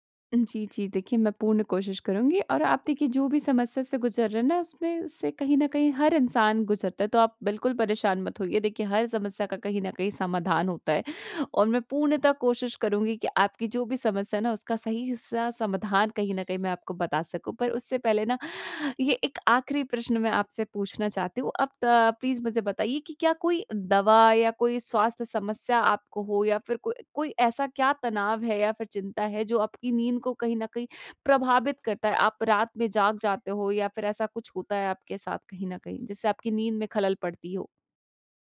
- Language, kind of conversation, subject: Hindi, advice, आपकी नींद का समय कितना अनियमित रहता है और आपको पर्याप्त नींद क्यों नहीं मिल पाती?
- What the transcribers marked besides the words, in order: in English: "प्लीज़"